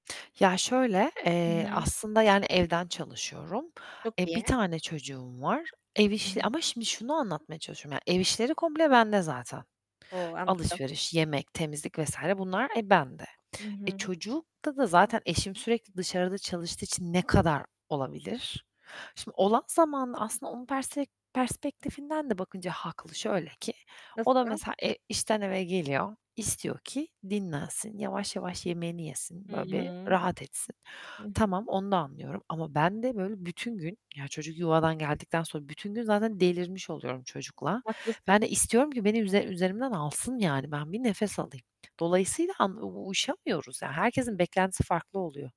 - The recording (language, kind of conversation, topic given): Turkish, advice, Partnerinle ev ve çocuk işlerini paylaşırken adaletsizlik hissettiğini nasıl anlatırsın?
- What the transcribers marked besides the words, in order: other background noise